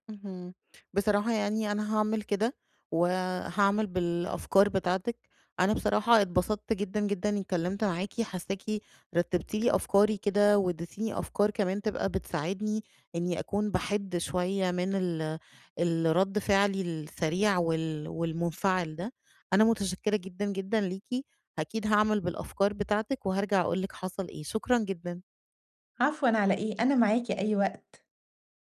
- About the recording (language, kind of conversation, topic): Arabic, advice, إزاي أتعلم أوقف وأتنفّس قبل ما أرد في النقاش؟
- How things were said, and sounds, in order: none